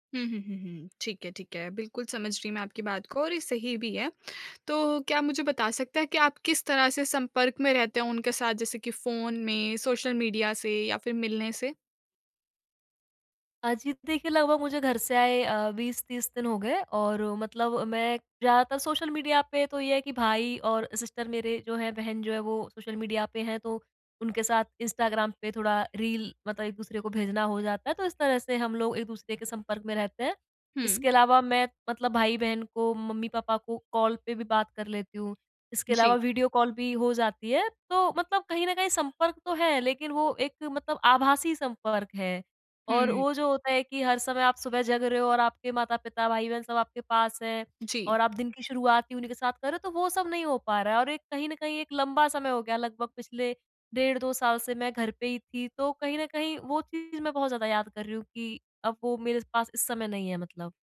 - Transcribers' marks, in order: in English: "सिस्टर"; in English: "कॉल"; in English: "कॉल"
- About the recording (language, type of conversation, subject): Hindi, advice, नए शहर में परिवार, रिश्तेदारों और सामाजिक सहारे को कैसे बनाए रखें और मजबूत करें?